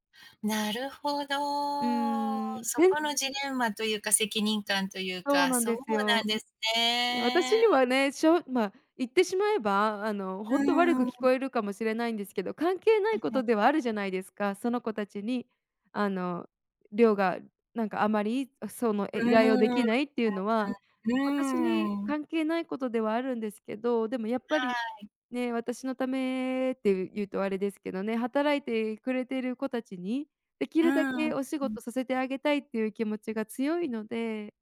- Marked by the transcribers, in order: none
- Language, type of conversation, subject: Japanese, advice, 仕事や生活で優先順位がつけられず混乱している状況を説明していただけますか？